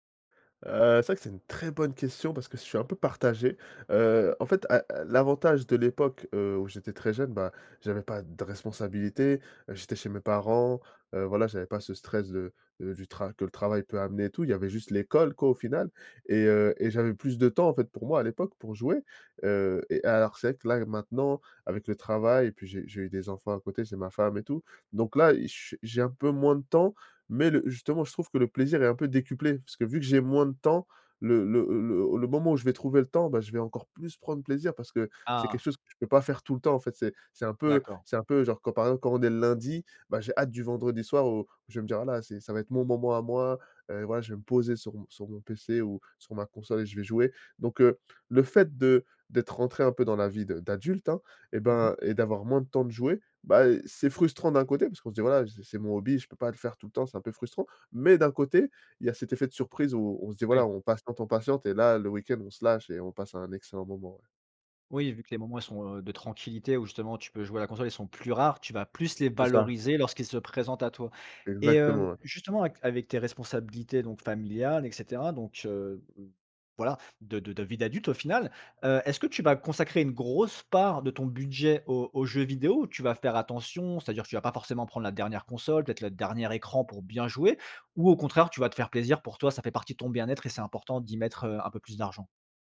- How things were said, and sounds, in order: other background noise
- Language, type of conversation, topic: French, podcast, Quel est un hobby qui t’aide à vider la tête ?
- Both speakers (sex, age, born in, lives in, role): male, 30-34, France, France, guest; male, 35-39, France, France, host